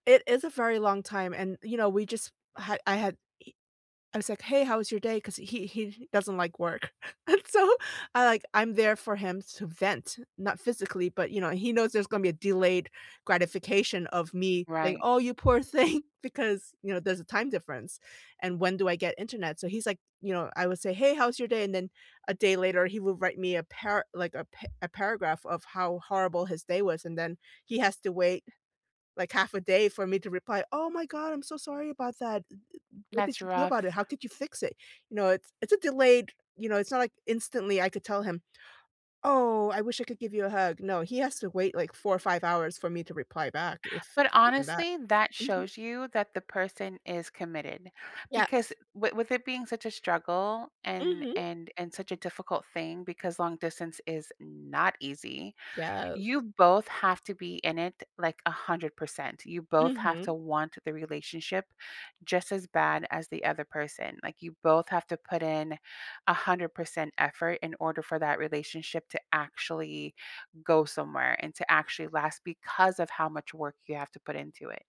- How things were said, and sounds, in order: laughing while speaking: "and so"; stressed: "not"
- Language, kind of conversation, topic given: English, unstructured, What check-in rhythm feels right without being clingy in long-distance relationships?